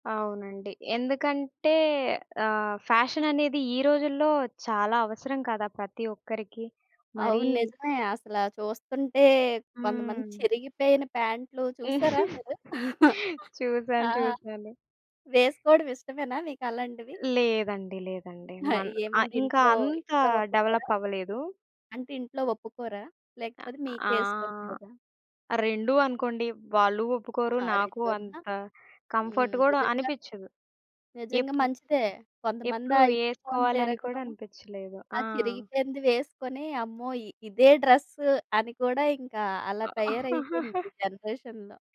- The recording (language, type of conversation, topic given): Telugu, podcast, సంస్కృతిని ఆధునిక ఫ్యాషన్‌తో మీరు ఎలా కలుపుకుంటారు?
- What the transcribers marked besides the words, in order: chuckle; chuckle; other background noise; in English: "డెవలప్"; in English: "కంఫర్ట్"; chuckle; in English: "జనరేషన్‌లో"